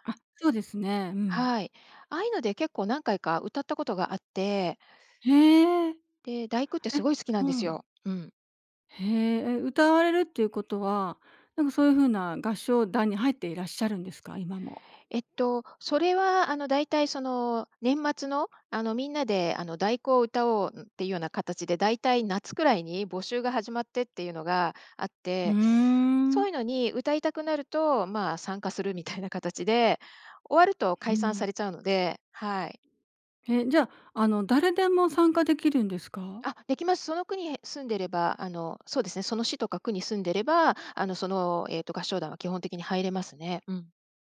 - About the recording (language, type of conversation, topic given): Japanese, podcast, 人生の最期に流したい「エンディング曲」は何ですか？
- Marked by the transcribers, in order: laughing while speaking: "みたいな形で"